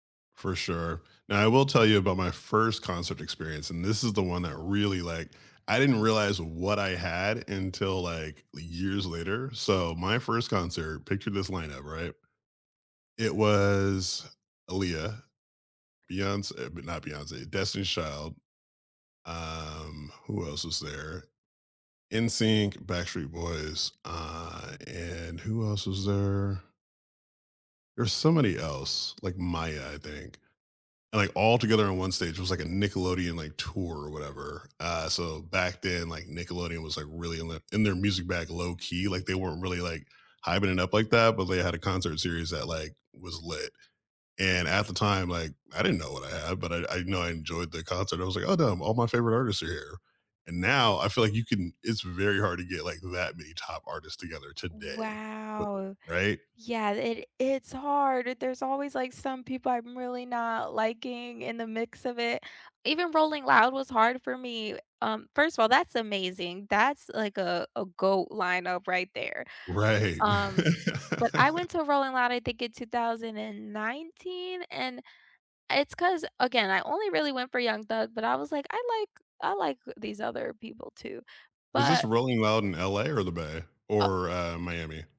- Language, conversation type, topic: English, unstructured, What live performance moments—whether you were there in person or watching live on screen—gave you chills, and what made them unforgettable?
- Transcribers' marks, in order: other background noise; stressed: "now"; drawn out: "Wow"; laughing while speaking: "Right"; laugh; tapping